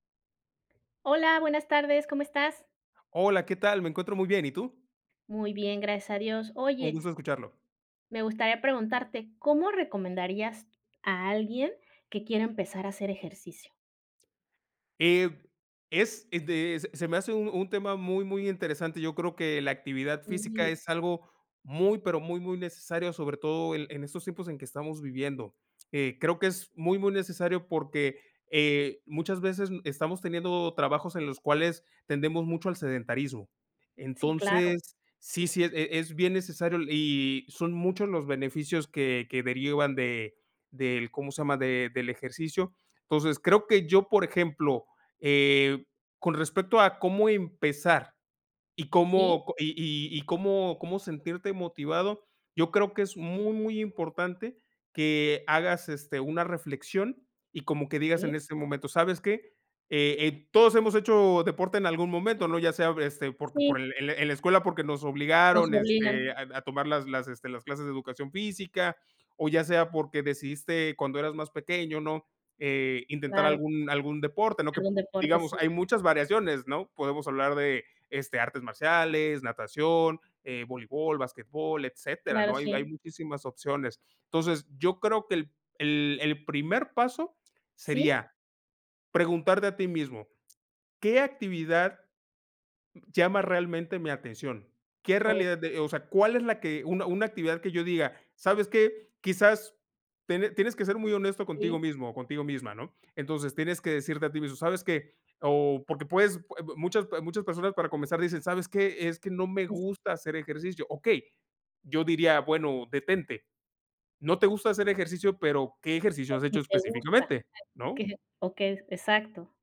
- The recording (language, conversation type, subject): Spanish, unstructured, ¿Qué recomendarías a alguien que quiere empezar a hacer ejercicio?
- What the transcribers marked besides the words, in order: none